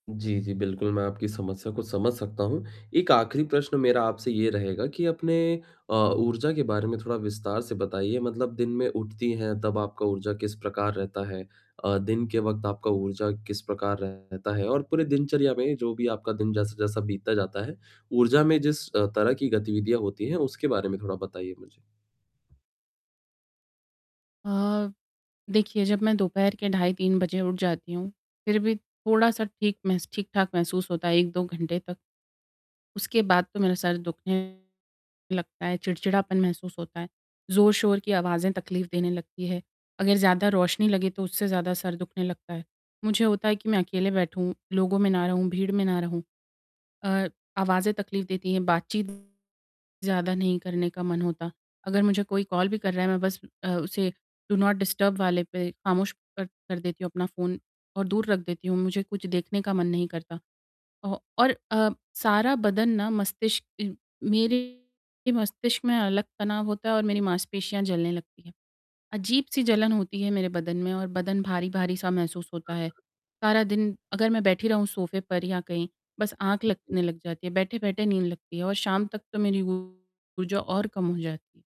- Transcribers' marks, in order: distorted speech; tapping; static; in English: "डू नॉट डिस्टर्ब"; other noise
- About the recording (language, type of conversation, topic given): Hindi, advice, ऊर्जा में कमी और जल्दी थकान होने पर मैं क्या करूँ?